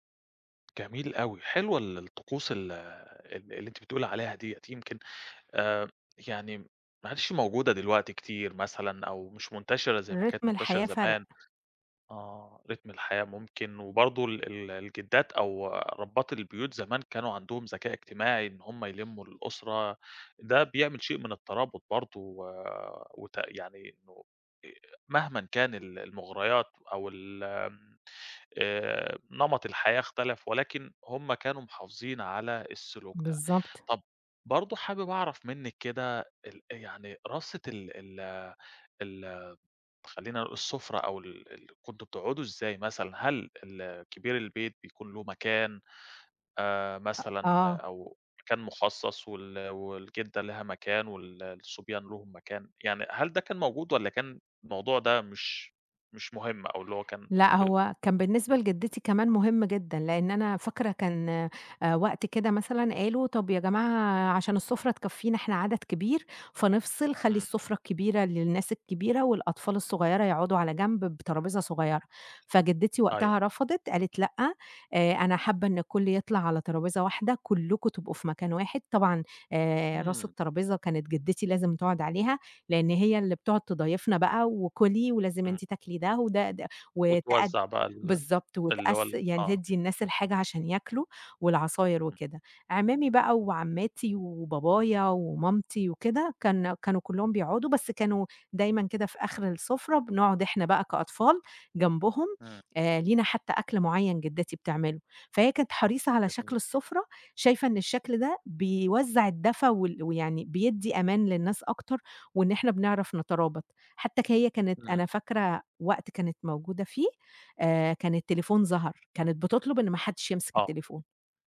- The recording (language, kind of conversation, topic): Arabic, podcast, إيه طقوس تحضير الأكل مع أهلك؟
- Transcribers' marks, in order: tapping; in English: "ريتم"; in English: "ريتم"